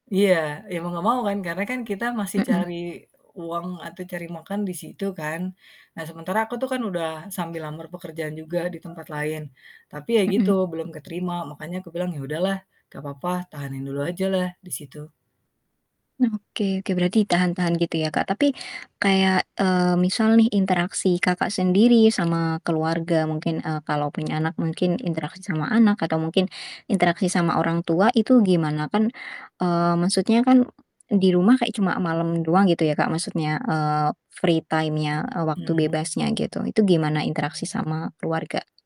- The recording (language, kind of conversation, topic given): Indonesian, podcast, Apa yang kamu lakukan ketika pekerjaan mulai mengurangi kebahagiaanmu?
- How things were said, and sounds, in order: static; other background noise; in English: "free time-nya"; tapping